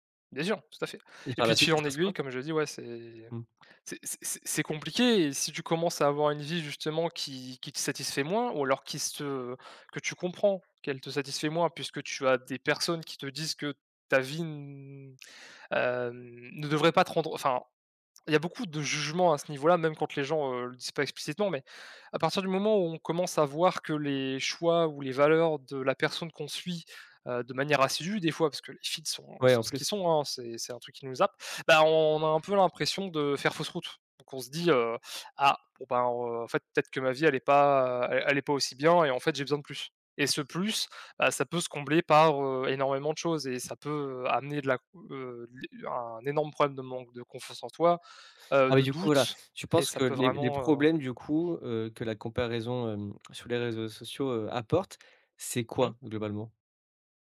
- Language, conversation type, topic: French, podcast, Comment fais-tu pour éviter de te comparer aux autres sur les réseaux sociaux ?
- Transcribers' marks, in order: other background noise; tapping; drawn out: "n"